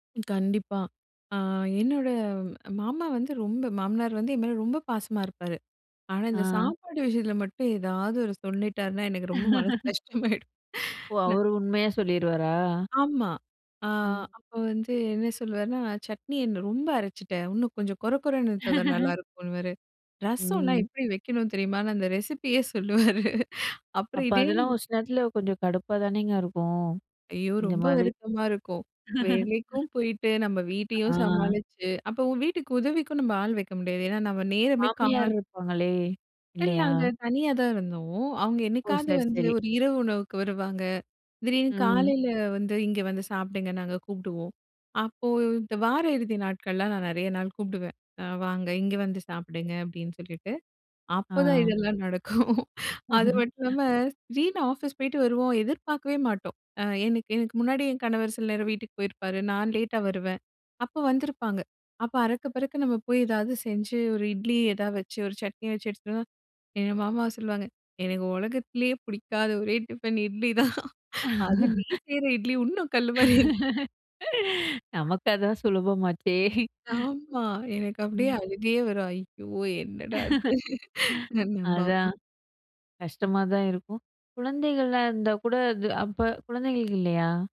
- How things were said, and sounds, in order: tapping; other background noise; chuckle; drawn out: "அ"; chuckle; laughing while speaking: "அந்த ரெசிப்பியே சொல்லுவாரு!"; in English: "ரெசிப்பியே"; chuckle; other noise; chuckle; chuckle; laugh; chuckle
- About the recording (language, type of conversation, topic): Tamil, podcast, உங்கள் உள்ளே இருக்கும் விமர்சகரை எப்படி சமாளிக்கிறீர்கள்?